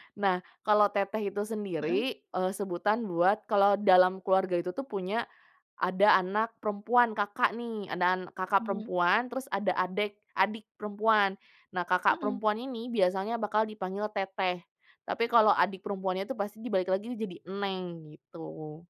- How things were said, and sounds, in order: none
- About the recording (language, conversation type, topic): Indonesian, podcast, Apa kebiasaan sapaan khas di keluargamu atau di kampungmu, dan bagaimana biasanya dipakai?